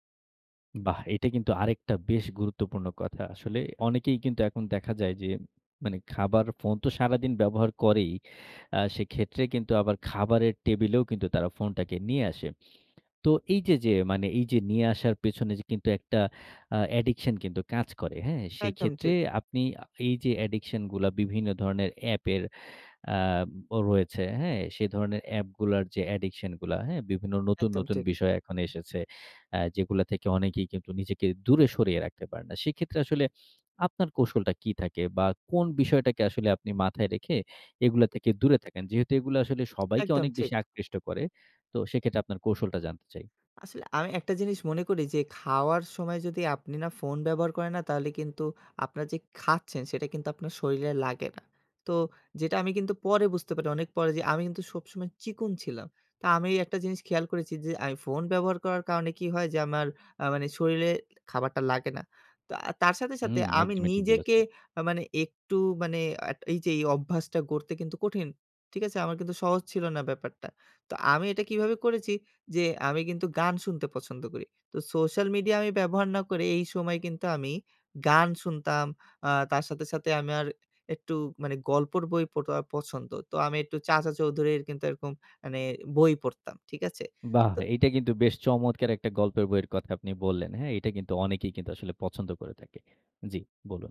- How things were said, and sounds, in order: in English: "addiction"; in English: "addiction"; in English: "addiction"; "আসলে" said as "আসে"; "শরীরে" said as "শরীলে"; "শরীরে" said as "শরীলে"; "মানে" said as "আনে"
- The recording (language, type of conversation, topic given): Bengali, podcast, স্ক্রিন টাইম কমাতে আপনি কী করেন?